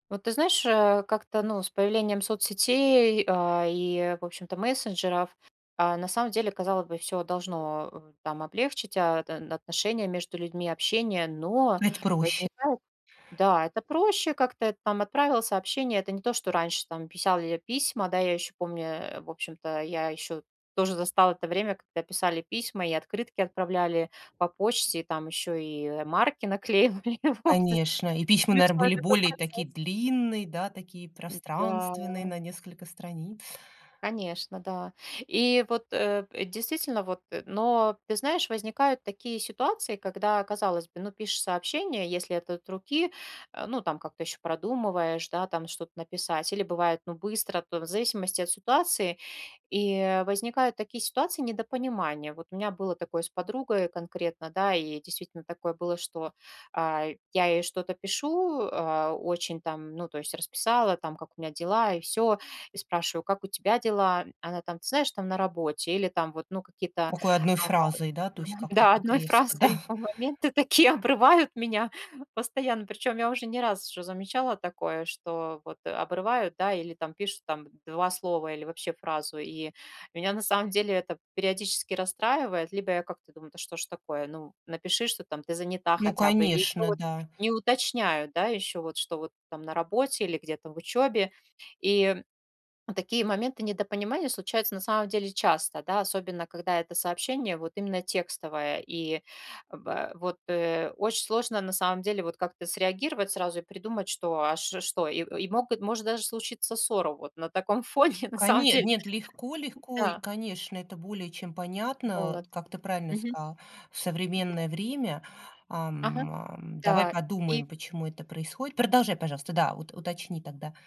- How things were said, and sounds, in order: other background noise; tapping; laughing while speaking: "наклеивали, вот, з"; unintelligible speech; laughing while speaking: "да, одной фразой иль по моменты такие, обрывают меня"; laughing while speaking: "да"; laughing while speaking: "фоне"
- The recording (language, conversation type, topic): Russian, advice, Как справиться с непониманием в переписке, вызванным тоном сообщения?
- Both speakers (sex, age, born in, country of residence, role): female, 40-44, Russia, Spain, user; female, 40-44, Russia, United States, advisor